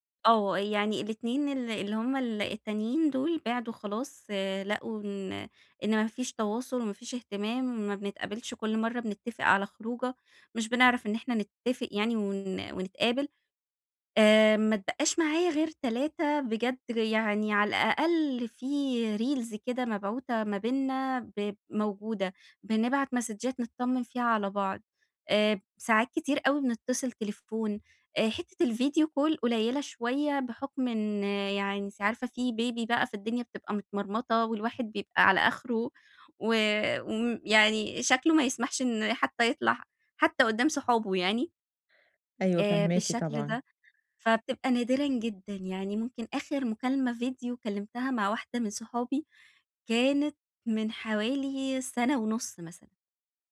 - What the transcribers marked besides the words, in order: in English: "reels"; in English: "مسدجات"; in English: "الفيديو كول"; in English: "بيبي"
- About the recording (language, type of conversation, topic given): Arabic, advice, إزاي أقلّل استخدام الشاشات قبل النوم من غير ما أحس إني هافقد التواصل؟